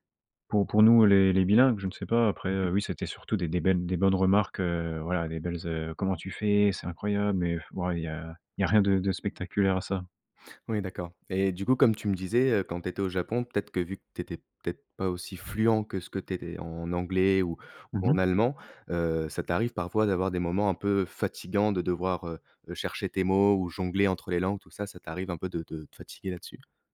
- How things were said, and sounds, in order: blowing; stressed: "fluent"
- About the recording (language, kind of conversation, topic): French, podcast, Comment jongles-tu entre deux langues au quotidien ?